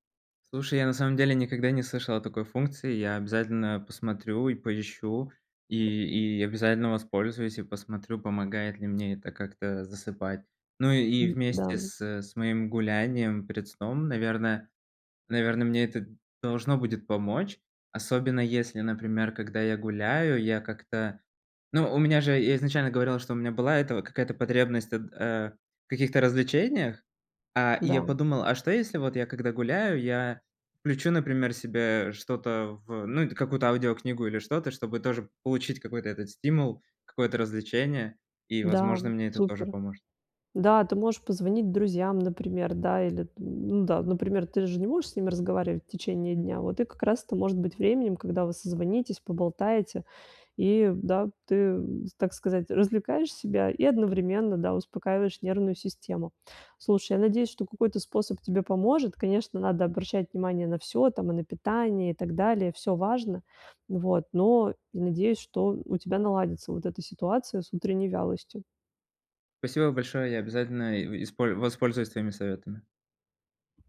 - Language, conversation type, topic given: Russian, advice, Как мне просыпаться бодрее и побороть утреннюю вялость?
- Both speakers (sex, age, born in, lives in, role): female, 40-44, Russia, Italy, advisor; male, 30-34, Latvia, Poland, user
- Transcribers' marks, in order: tapping; other background noise